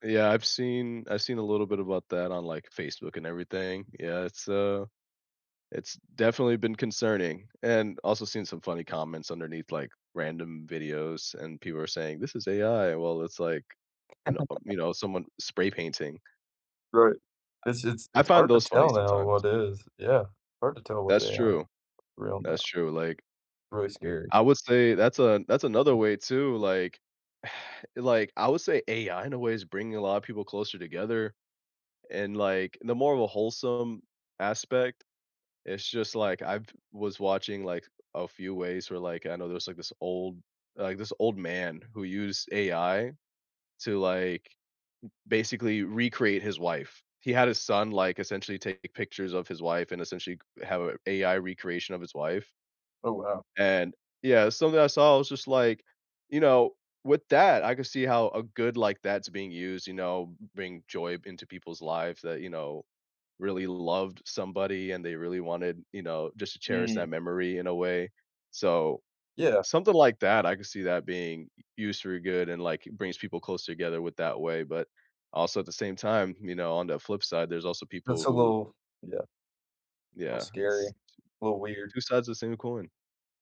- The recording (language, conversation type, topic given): English, unstructured, How does technology shape your connections, and what small choices bring you closer?
- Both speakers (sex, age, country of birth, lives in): male, 20-24, United States, United States; male, 30-34, United States, United States
- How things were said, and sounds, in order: other background noise; laugh; tapping; sigh